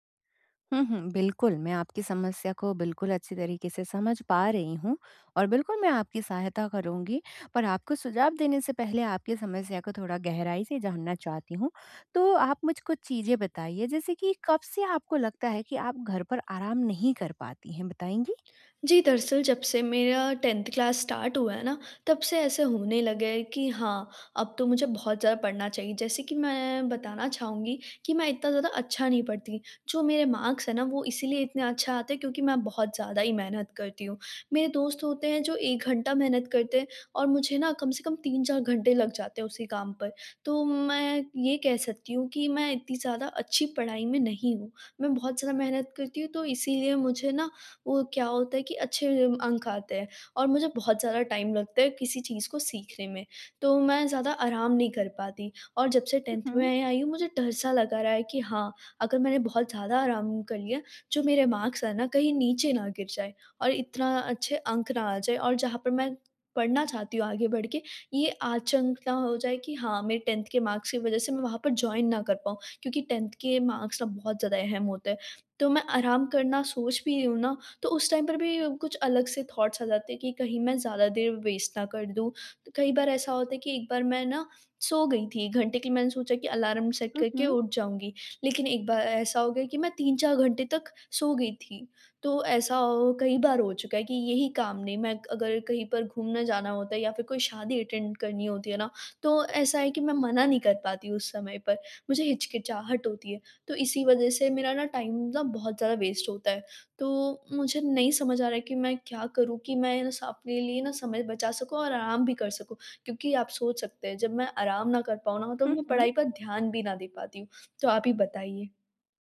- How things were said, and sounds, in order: in English: "टेंथ क्लास स्टार्ट"; in English: "मार्क्स"; in English: "टाइम"; in English: "टेंथ"; in English: "मार्क्स"; in English: "टेंथ"; in English: "मार्क्स"; in English: "जॉइन"; in English: "टेंथ"; in English: "मार्क्स"; in English: "टाइम"; in English: "थॉट्स"; in English: "वेस्ट"; in English: "अलार्म सेट"; in English: "अटेंड"; in English: "टाइम"; in English: "वेस्ट"
- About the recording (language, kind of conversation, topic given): Hindi, advice, घर पर आराम करते समय बेचैनी और असहजता कम कैसे करूँ?